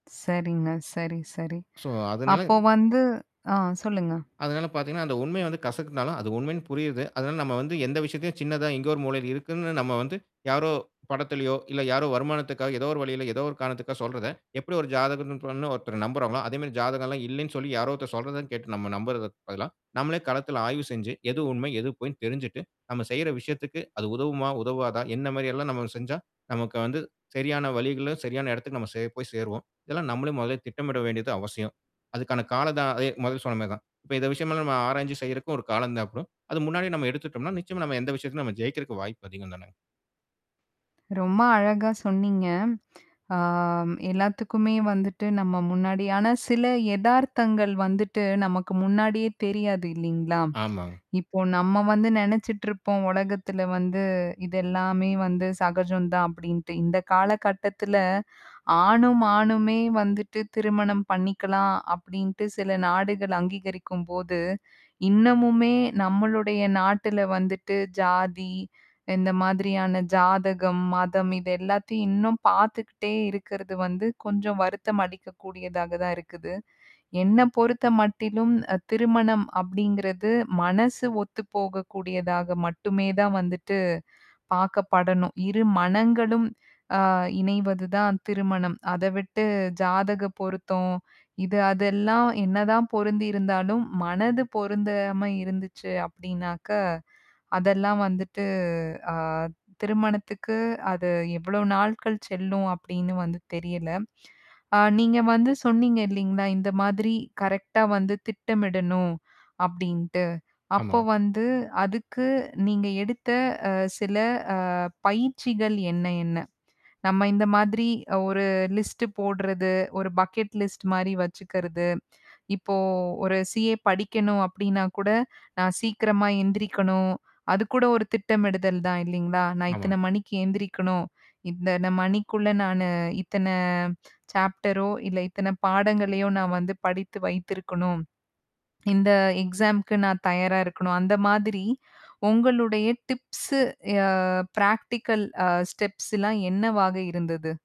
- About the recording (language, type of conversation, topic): Tamil, podcast, மறுபடியும் ஒரே தவறை செய்யாமல் இருக்க நீங்கள் என்ன வழிமுறையைப் பின்பற்றுகிறீர்கள்?
- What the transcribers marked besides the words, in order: in English: "சோ"; other background noise; tapping; "சொன்னன்னோ" said as "சொன்னோ"; other noise; drawn out: "ஆ"; mechanical hum; in English: "கரெக்ட்டா"; in English: "லிஸ்ட்"; in English: "பக்கெட் லிஸ்ட்"; in English: "CA"; in English: "சாப்டரோ"; in English: "எக்ஸாமுக்கு"; in English: "டிப்ஸு ஆ ப்ராக்டிகல் ஆ ஸ்டெப்ஸ்லாம்"